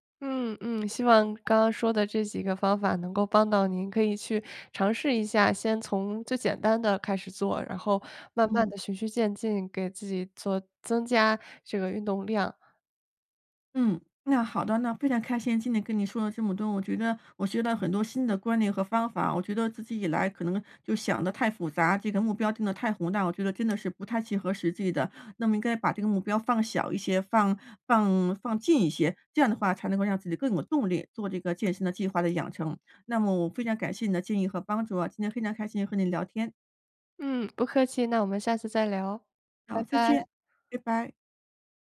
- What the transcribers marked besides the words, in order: other background noise
- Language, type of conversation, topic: Chinese, advice, 在忙碌的生活中，怎样才能坚持新习惯而不半途而废？